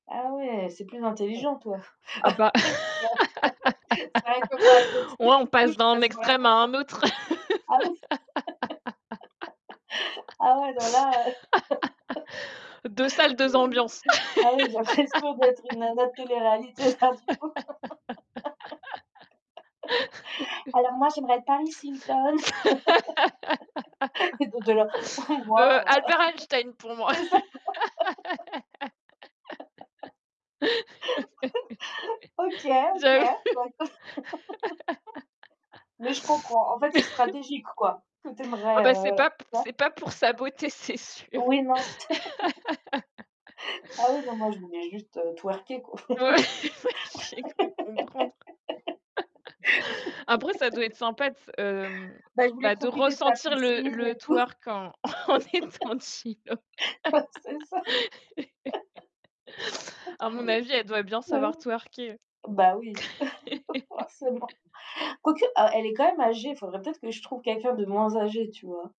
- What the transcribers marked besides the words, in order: distorted speech; laugh; chuckle; unintelligible speech; laughing while speaking: "à côté du coup"; chuckle; laugh; laugh; laugh; laughing while speaking: "là du coup"; laugh; laugh; laugh; laughing while speaking: "C'est ça !"; laugh; laughing while speaking: "d'accord"; laugh; laughing while speaking: "J'avoue"; laugh; chuckle; tapping; laugh; laughing while speaking: "c'est sûr"; laugh; laughing while speaking: "Ouais, J'ai cru comprendre"; chuckle; laugh; laughing while speaking: "tout"; laugh; laughing while speaking: "en étant chill, ouais"; laughing while speaking: "Ouais, c'est ça !"; laugh; laugh; laughing while speaking: "forcément"; laugh
- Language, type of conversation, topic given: French, unstructured, Que feriez-vous si vous pouviez passer une journée dans la peau d’une célébrité ?